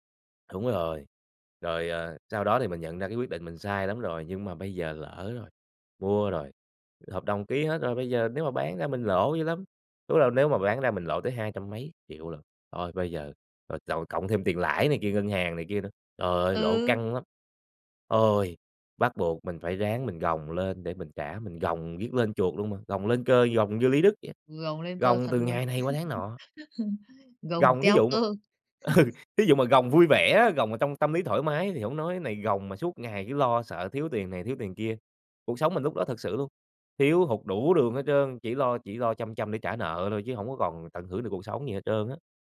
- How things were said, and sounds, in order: laugh; laughing while speaking: "ừ"; laugh; tapping
- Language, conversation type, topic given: Vietnamese, podcast, Bạn có thể kể về một lần bạn đưa ra lựa chọn sai và bạn đã học được gì từ đó không?